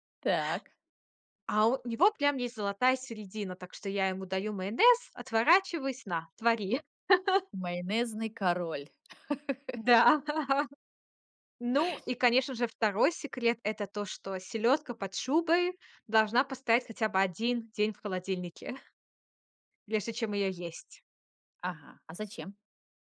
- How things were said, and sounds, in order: chuckle; laughing while speaking: "Да"; laugh
- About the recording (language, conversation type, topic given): Russian, podcast, Какие традиционные блюда вы готовите на Новый год?